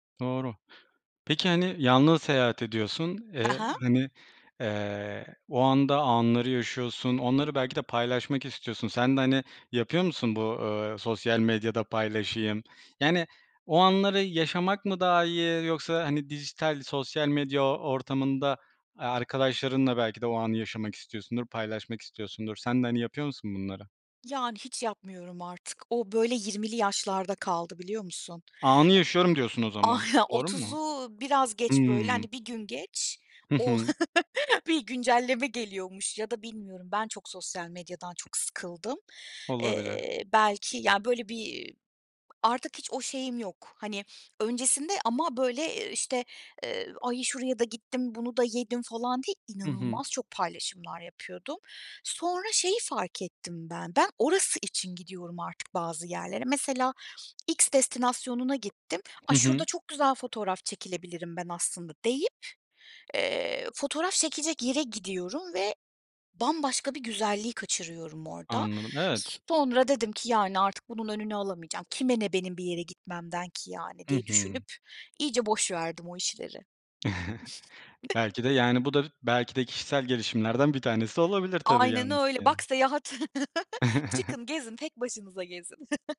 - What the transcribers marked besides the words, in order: tapping; chuckle; tongue click; other background noise; chuckle; chuckle; chuckle
- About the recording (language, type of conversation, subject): Turkish, podcast, Yalnız seyahat etmenin sana öğrettiği en büyük şey neydi?